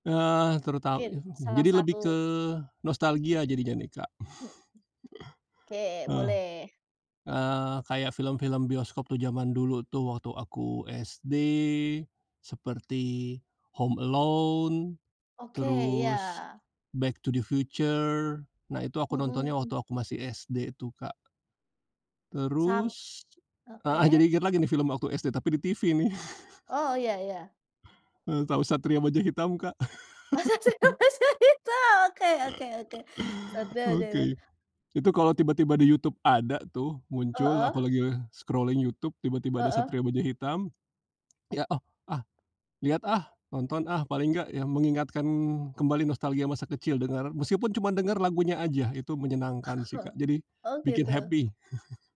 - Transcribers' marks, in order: other noise; tapping; chuckle; laughing while speaking: "Satria Baja Hitam"; laugh; other background noise; in English: "scrolling"; chuckle; in English: "happy"; chuckle
- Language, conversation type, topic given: Indonesian, podcast, Menurutmu, kenapa kita suka menonton ulang film favorit?